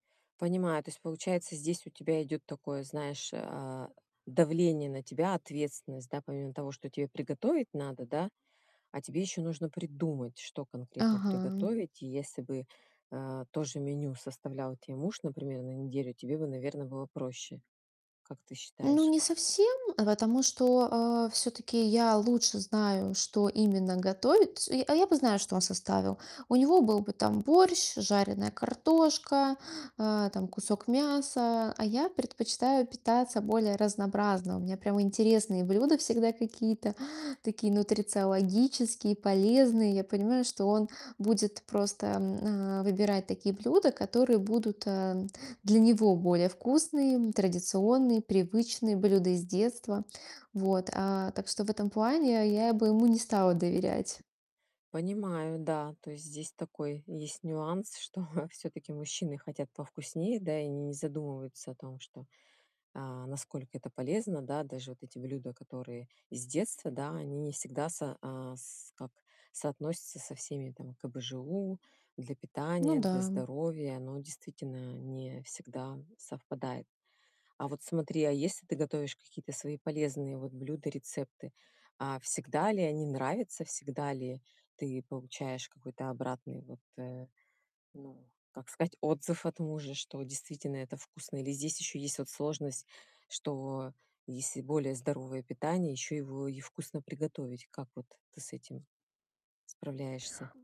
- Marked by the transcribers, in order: other background noise; distorted speech; tapping; chuckle; other noise
- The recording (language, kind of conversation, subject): Russian, advice, Как быстро спланировать питание на неделю без стресса?